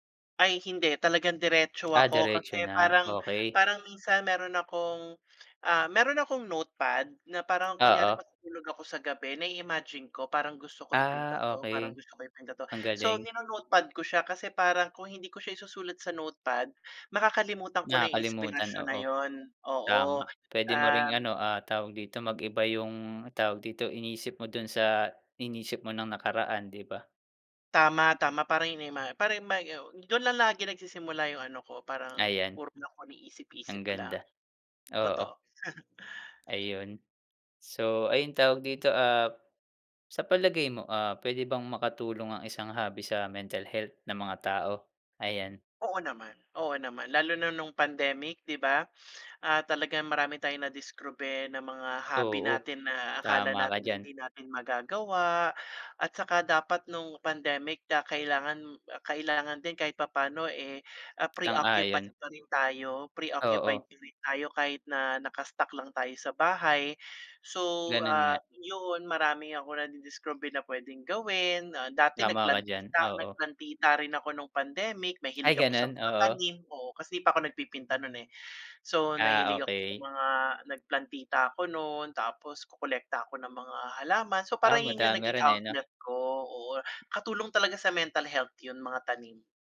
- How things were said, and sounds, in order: other background noise; chuckle; tapping
- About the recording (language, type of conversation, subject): Filipino, unstructured, Anong libangan ang nagbibigay sa’yo ng kapayapaan ng isip?